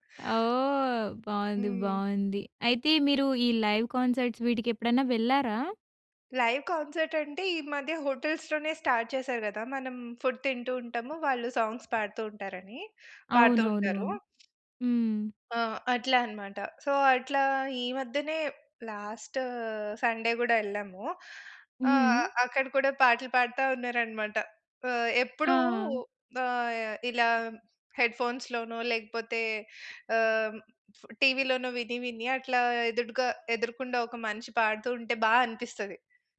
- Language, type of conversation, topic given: Telugu, podcast, లైవ్‌గా మాత్రమే వినాలని మీరు ఎలాంటి పాటలను ఎంచుకుంటారు?
- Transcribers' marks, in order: in English: "లైవ్ కాన్సర్ట్స్"; in English: "లైవ్ కాన్సర్ట్"; in English: "హోటల్స్‌లోనే స్టార్ట్"; in English: "ఫుడ్"; in English: "సాంగ్స్"; in English: "సో"; in English: "లాస్ట్ సండే"; in English: "హెడ్ ఫోన్స్‌లోనో"